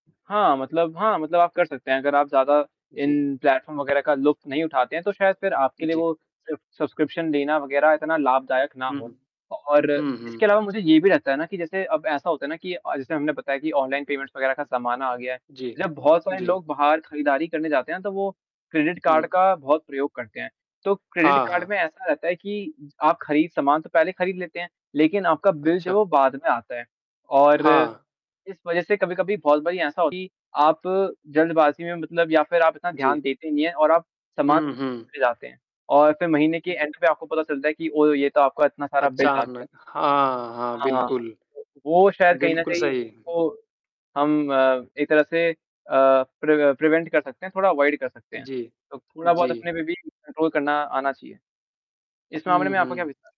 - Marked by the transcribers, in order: static; tapping; in English: "पेमेंट्स"; in English: "एंड"; distorted speech; in English: "प्रव प्रिवेंट"; in English: "अवॉयड"; in English: "कंट्रोल"; other background noise
- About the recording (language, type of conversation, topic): Hindi, unstructured, आपके अनुसार पैसे बचाने का सबसे आसान तरीका क्या है?
- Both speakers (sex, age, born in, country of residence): male, 18-19, India, India; male, 30-34, India, India